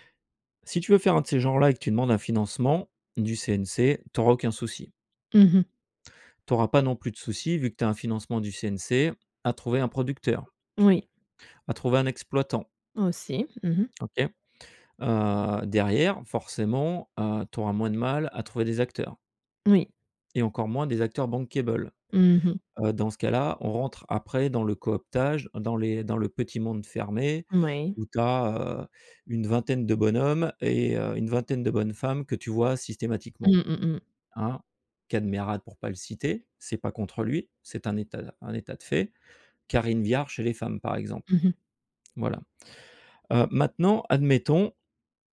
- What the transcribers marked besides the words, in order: in English: "bankable"
- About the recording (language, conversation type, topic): French, podcast, Comment le streaming a-t-il transformé le cinéma et la télévision ?